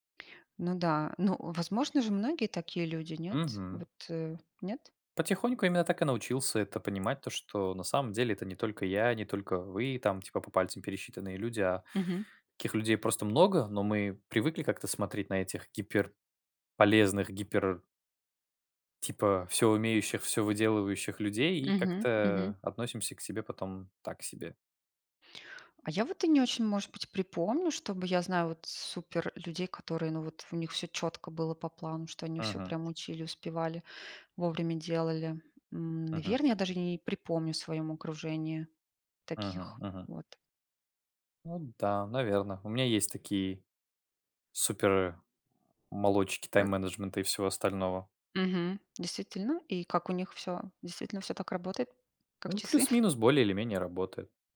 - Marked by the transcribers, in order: tapping; other background noise; chuckle
- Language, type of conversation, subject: Russian, unstructured, Какие технологии помогают вам в организации времени?